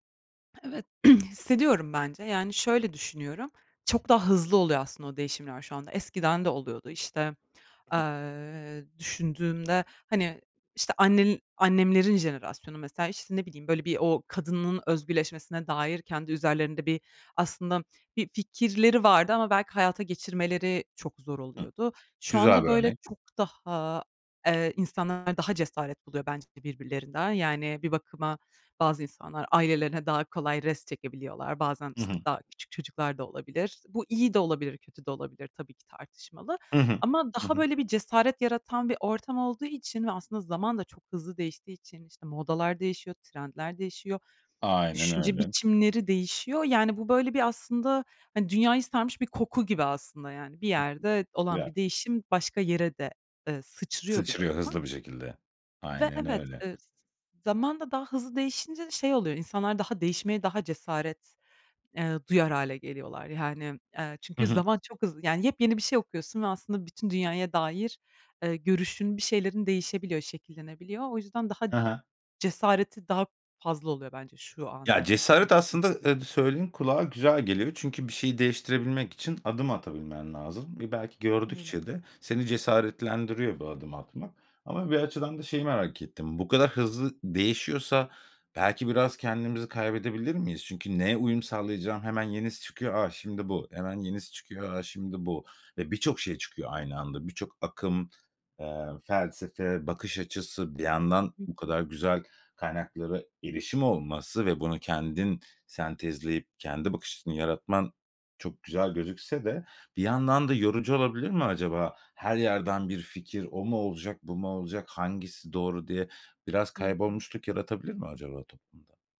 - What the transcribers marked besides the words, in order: throat clearing; other background noise; tapping
- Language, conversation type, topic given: Turkish, podcast, Başkalarının görüşleri senin kimliğini nasıl etkiler?